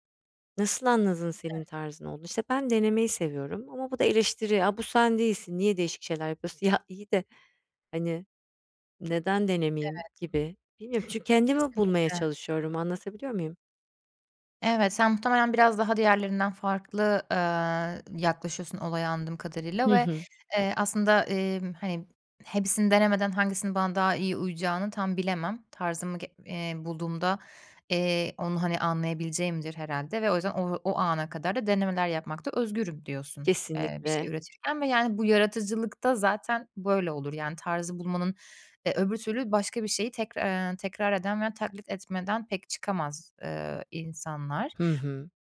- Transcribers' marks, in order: other background noise
- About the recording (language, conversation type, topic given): Turkish, advice, Mükemmeliyetçilik ve kıyaslama hobilerimi engelliyorsa bunu nasıl aşabilirim?